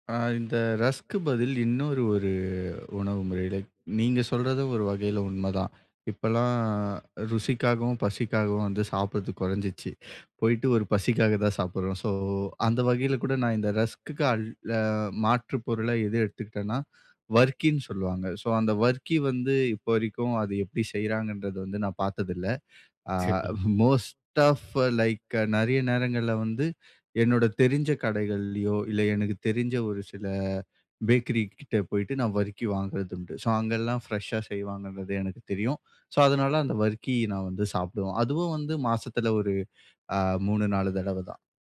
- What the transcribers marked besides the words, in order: other background noise; drawn out: "ஒரு"; in English: "மோஸ்ட் ஆஃப் லைக்"; other noise
- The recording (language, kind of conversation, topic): Tamil, podcast, பழமையான குடும்ப சமையல் செய்முறையை நீங்கள் எப்படி பாதுகாத்துக் கொள்வீர்கள்?